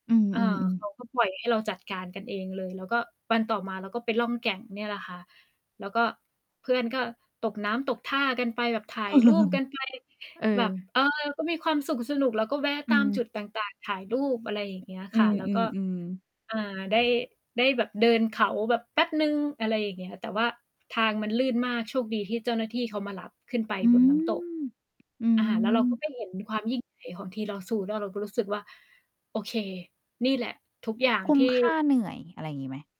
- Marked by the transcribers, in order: static; laugh; drawn out: "อืม อืม"
- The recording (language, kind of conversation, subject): Thai, unstructured, คุณชอบเที่ยวแบบผจญภัยหรือนั่งพักผ่อนมากกว่ากัน?